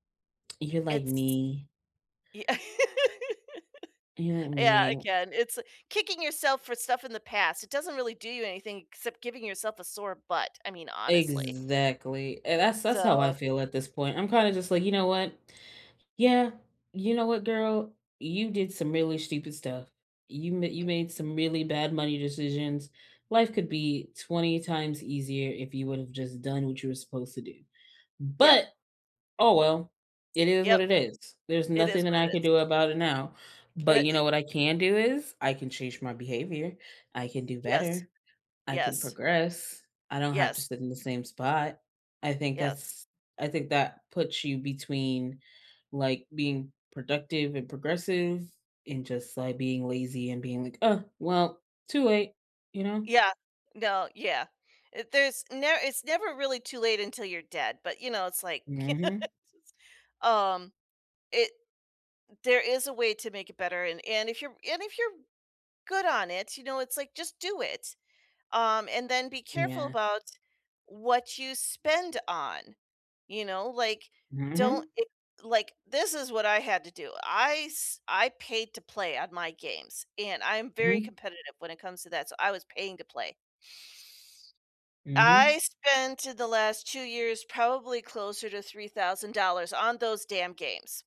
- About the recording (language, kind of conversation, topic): English, unstructured, Why do so many people struggle to save money?
- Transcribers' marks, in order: laugh; other background noise; laugh; laughing while speaking: "yes"